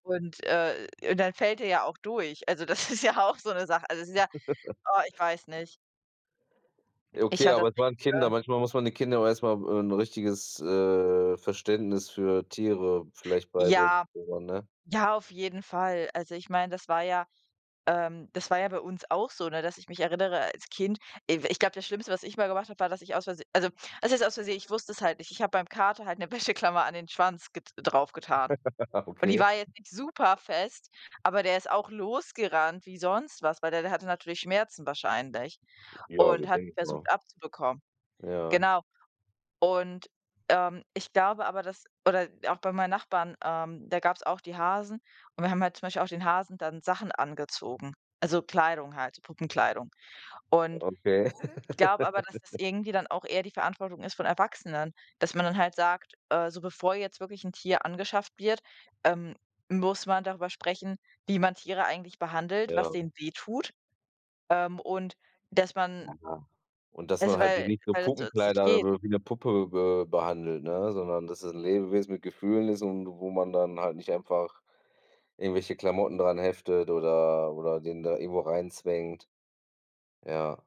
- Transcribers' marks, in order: laughing while speaking: "das ist ja auch so 'ne Sache"; laugh; laugh; laughing while speaking: "Wäscheklammer"; laugh
- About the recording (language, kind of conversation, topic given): German, unstructured, Was ärgert dich am meisten, wenn jemand Tiere schlecht behandelt?